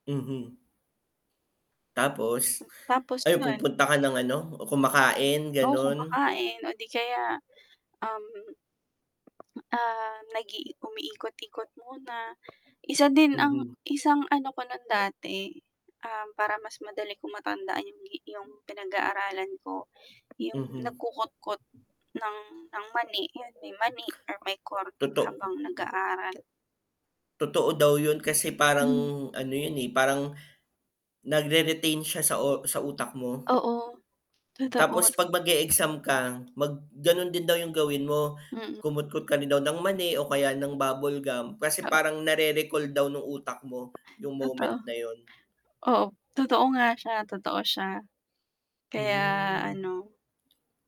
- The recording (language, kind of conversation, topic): Filipino, unstructured, Mas gusto mo bang mag-aral sa umaga o sa gabi?
- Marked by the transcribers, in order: static; distorted speech; tapping; tongue click